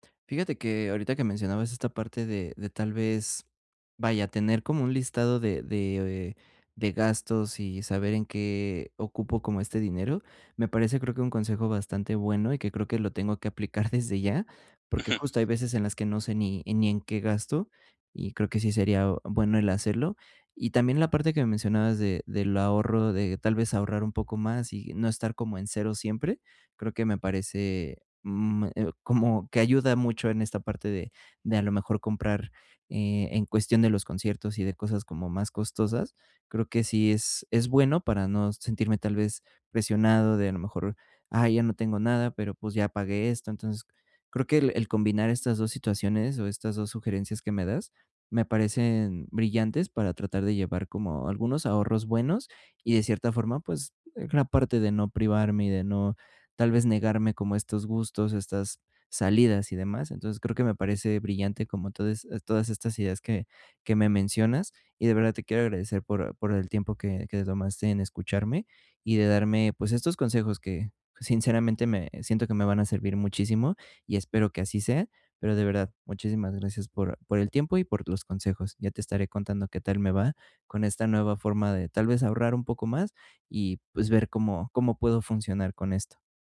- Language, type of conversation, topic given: Spanish, advice, ¿Cómo puedo ahorrar sin sentir que me privo demasiado?
- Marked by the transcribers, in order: none